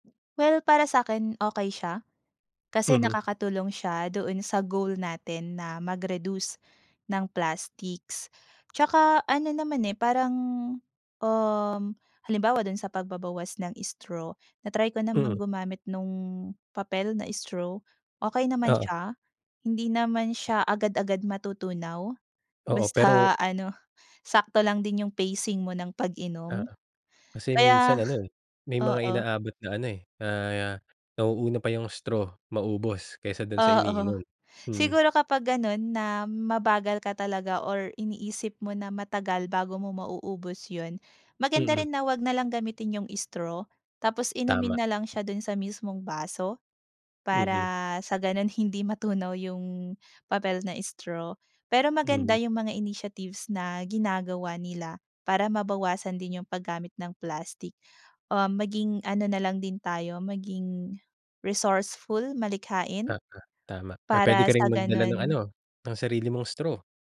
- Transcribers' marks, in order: other noise; in English: "mag-reduce"; laughing while speaking: "Basta ano"; in English: "pacing"; gasp; in English: "initiatives"; in English: "resourceful"
- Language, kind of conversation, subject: Filipino, podcast, Ano ang opinyon mo tungkol sa araw-araw na paggamit ng plastik?